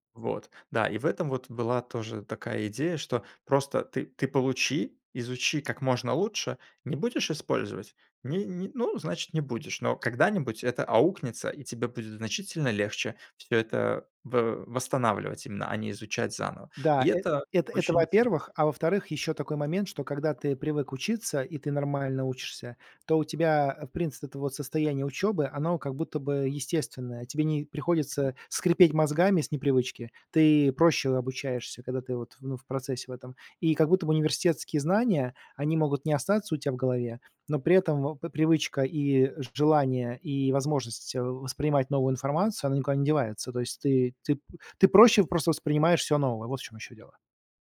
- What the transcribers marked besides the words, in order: tapping; other background noise
- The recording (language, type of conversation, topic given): Russian, podcast, Как в вашей семье относились к учёбе и образованию?